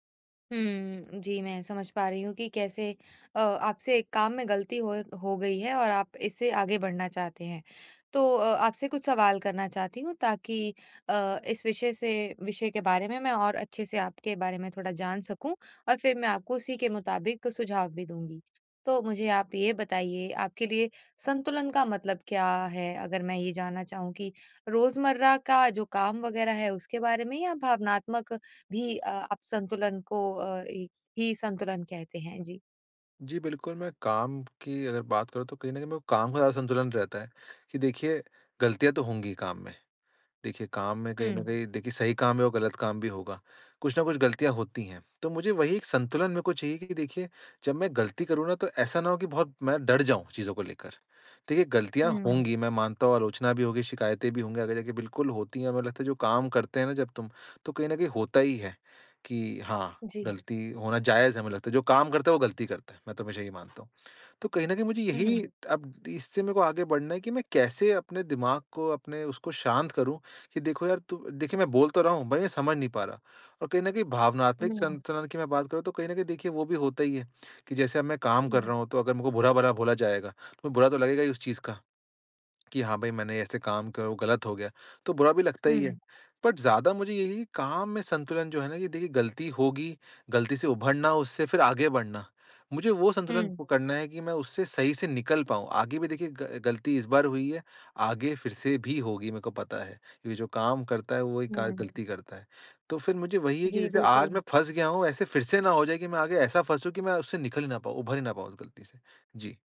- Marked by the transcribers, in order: tapping; other background noise; in English: "बट"
- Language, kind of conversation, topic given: Hindi, advice, गलती के बाद बिना टूटे फिर से संतुलन कैसे बनाऊँ?